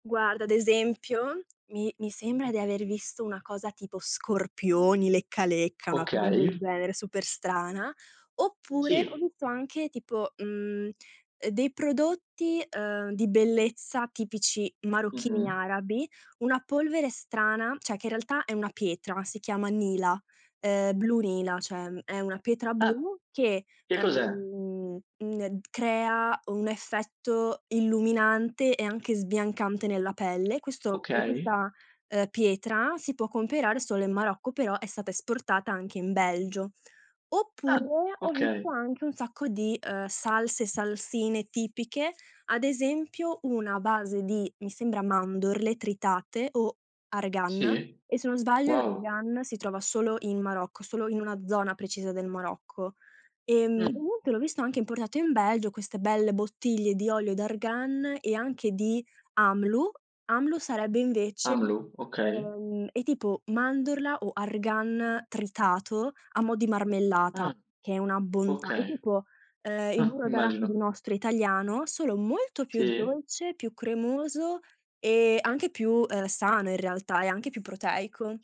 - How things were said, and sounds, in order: tapping; "cioè" said as "ceh"; other background noise
- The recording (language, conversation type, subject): Italian, podcast, Che cosa ti piace assaggiare quando sei in un mercato locale?